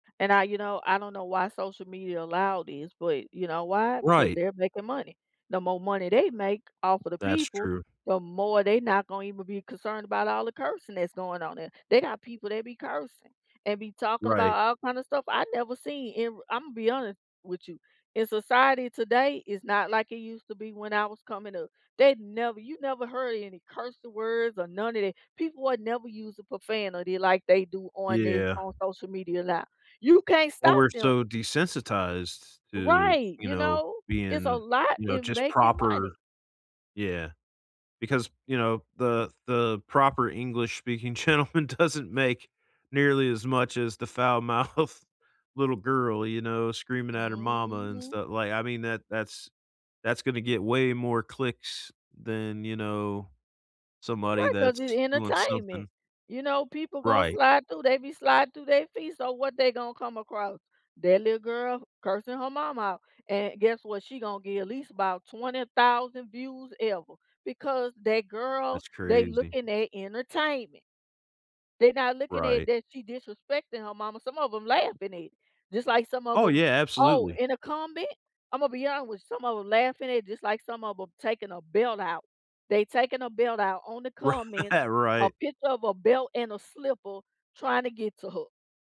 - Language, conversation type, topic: English, unstructured, Do you think social media has been spreading more truth or more lies lately?
- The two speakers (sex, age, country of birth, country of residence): female, 40-44, United States, United States; male, 40-44, United States, United States
- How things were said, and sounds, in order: stressed: "lot"; laughing while speaking: "gentleman doesn't"; laughing while speaking: "foul-mouthed"; drawn out: "Mhm"; laughing while speaking: "Right"